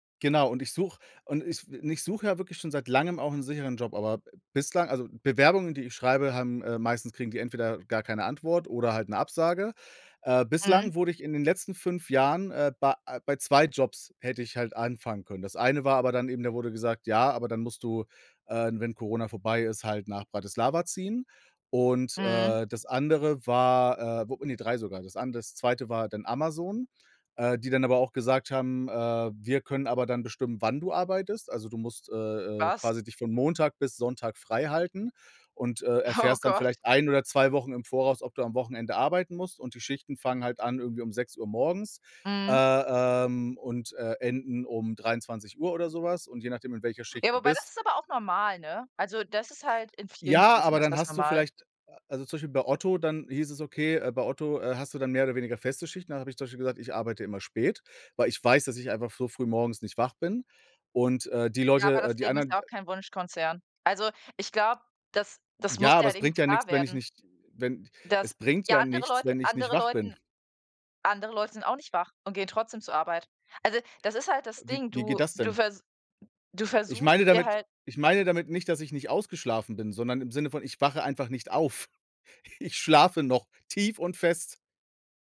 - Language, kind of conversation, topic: German, unstructured, Wovon träumst du, wenn du an deine Zukunft denkst?
- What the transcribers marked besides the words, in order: laughing while speaking: "Oh"; stressed: "auf"; laughing while speaking: "Ich"